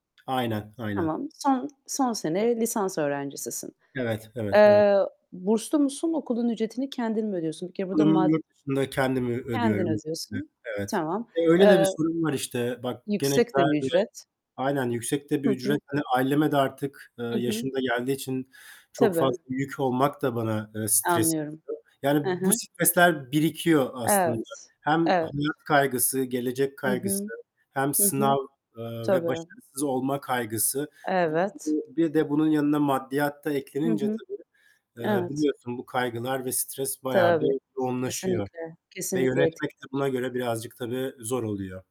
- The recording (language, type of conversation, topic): Turkish, unstructured, Sınav stresini azaltmak için neler yaparsın?
- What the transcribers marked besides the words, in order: static; tapping; distorted speech; unintelligible speech; background speech; other background noise